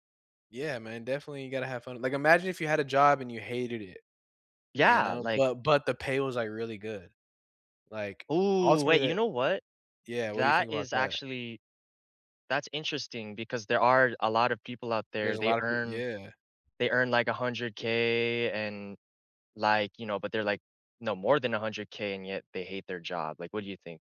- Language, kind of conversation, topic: English, unstructured, How do you stay close to people while chasing your ambitions?
- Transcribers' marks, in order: joyful: "Yeah, like"; drawn out: "Ooh"; other background noise